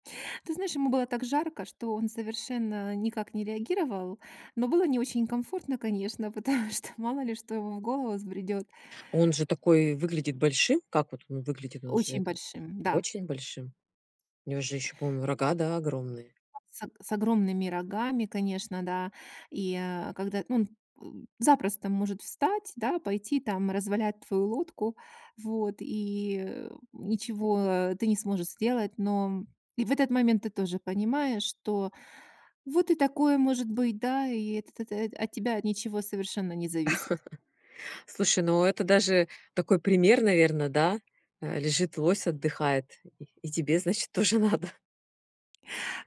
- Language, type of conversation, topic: Russian, podcast, Как природа учит нас замедляться и по-настоящему видеть мир?
- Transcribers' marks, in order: laughing while speaking: "потому что"; chuckle; laughing while speaking: "надо"; chuckle